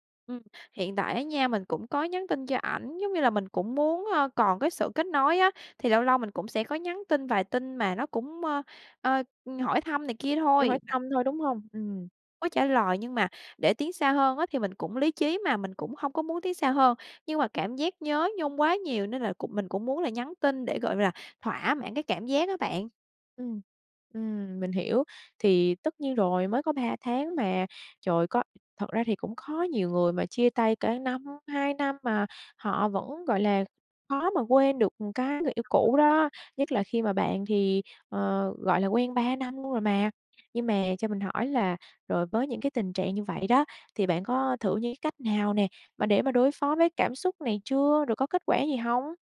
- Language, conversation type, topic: Vietnamese, advice, Làm sao để ngừng nghĩ về người cũ sau khi vừa chia tay?
- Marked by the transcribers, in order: tapping; other noise; other background noise